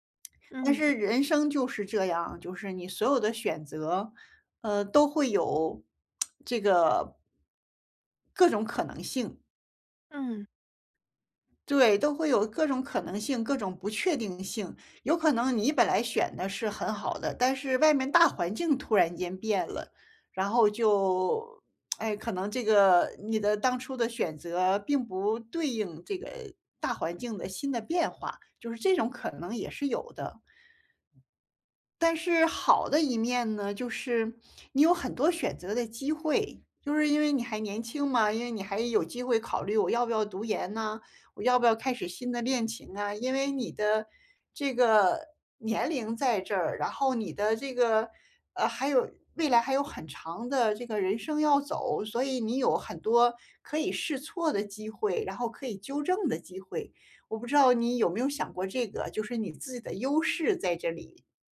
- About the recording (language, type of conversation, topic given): Chinese, advice, 我怎样在变化和不确定中建立心理弹性并更好地适应？
- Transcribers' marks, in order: tsk; lip smack; other background noise; tapping